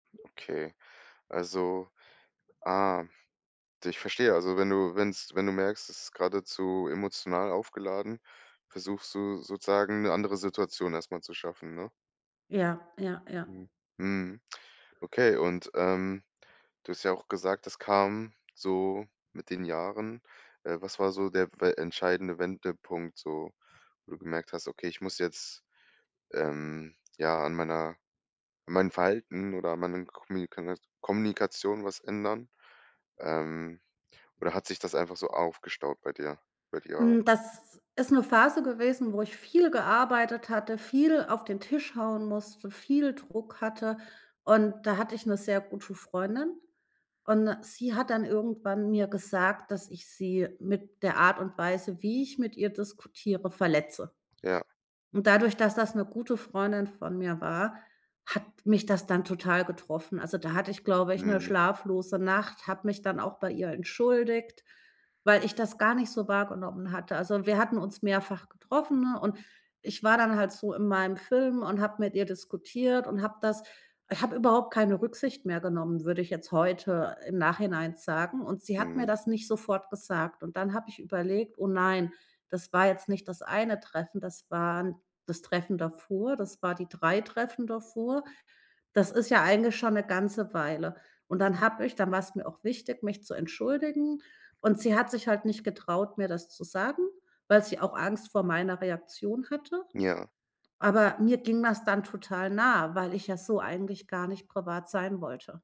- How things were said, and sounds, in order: none
- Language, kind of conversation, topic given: German, podcast, Wie bleibst du ruhig, wenn Diskussionen hitzig werden?